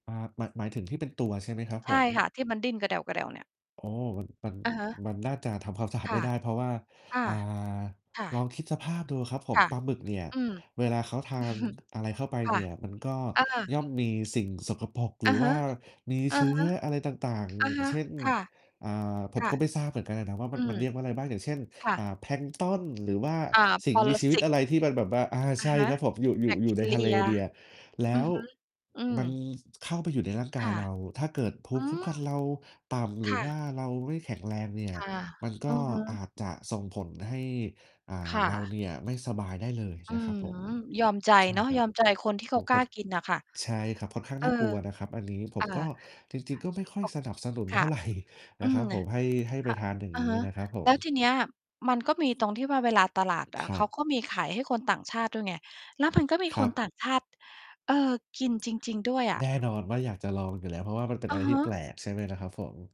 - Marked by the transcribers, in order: distorted speech; chuckle; mechanical hum; tapping; laughing while speaking: "เท่าไร"
- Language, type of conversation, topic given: Thai, unstructured, คุณคิดว่าอาหารแปลก ๆ แบบไหนที่น่าลองแต่ก็น่ากลัว?